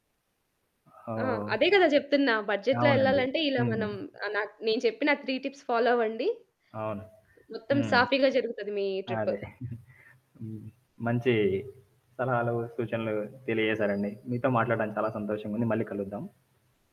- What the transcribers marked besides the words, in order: in English: "బడ్జెట్‌లో"; static; in English: "త్రీ టిప్స్"; other background noise; chuckle; in English: "ట్రిప్పు"; other street noise
- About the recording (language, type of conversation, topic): Telugu, podcast, మీరు తక్కువ బడ్జెట్‌తో ప్రయాణానికి వెళ్లిన అనుభవకథ ఏదైనా ఉందా?
- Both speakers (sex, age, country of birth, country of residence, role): female, 30-34, India, India, guest; male, 25-29, India, India, host